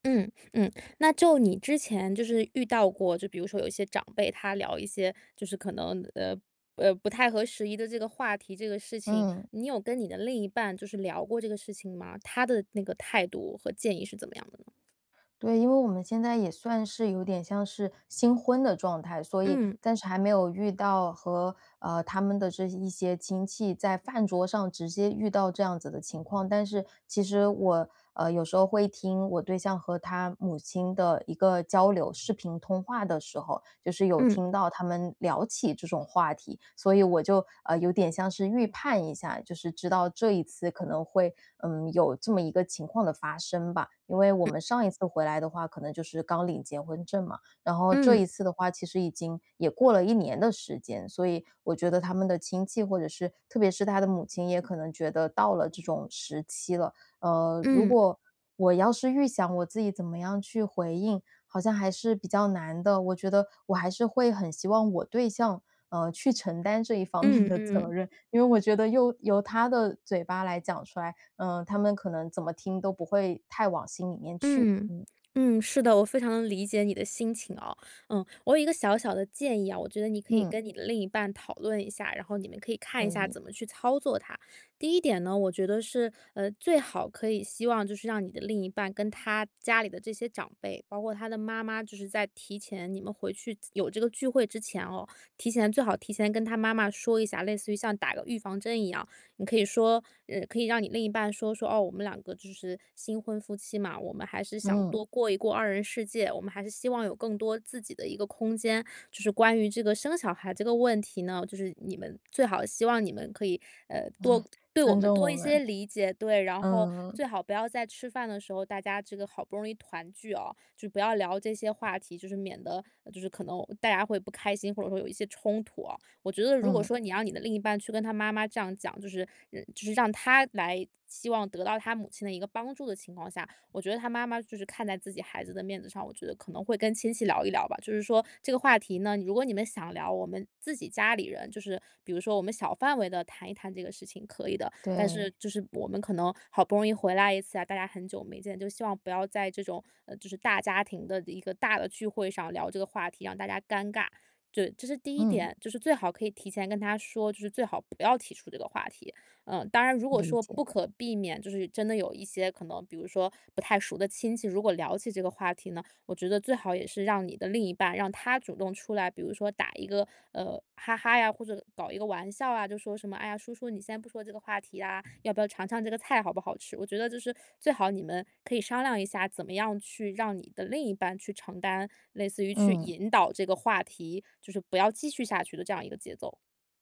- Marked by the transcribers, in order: other background noise; chuckle
- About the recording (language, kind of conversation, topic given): Chinese, advice, 聚会中出现尴尬时，我该怎么做才能让气氛更轻松自然？